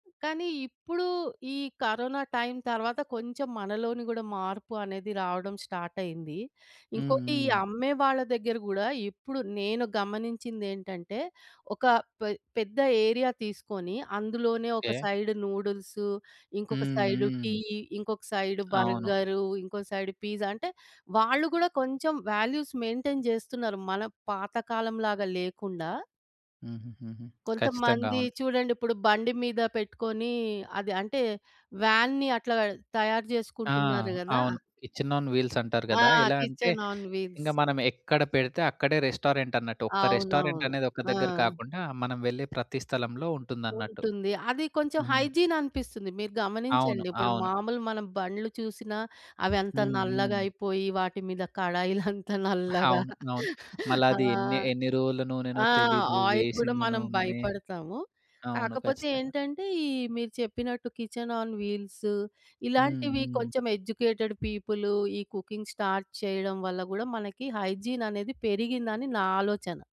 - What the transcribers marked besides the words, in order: in English: "టైమ్"; in English: "స్టార్ట్"; in English: "ఏరియా"; in English: "సైడ్ నూడిల్స్"; in English: "సైడ్"; in English: "సైడ్"; tapping; in English: "సైడ్ పిజ్జా"; in English: "వాల్యూస్ మెయింటైన్"; other background noise; in English: "కిచెన్ ఆన్ వీల్స్"; in English: "కిచెన్ ఆన్ వీల్స్"; in English: "హైజీన్"; laugh; in English: "ఆయిల్"; in English: "కిచెన్ ఆన్ వీల్స్"; in English: "ఎడ్యుకేటెడ్ పీపుల్"; in English: "కుకింగ్ స్టార్ట్"; in English: "హైజీన్"
- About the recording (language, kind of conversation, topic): Telugu, podcast, వీధి తిండి బాగా ఉందో లేదో మీరు ఎలా గుర్తిస్తారు?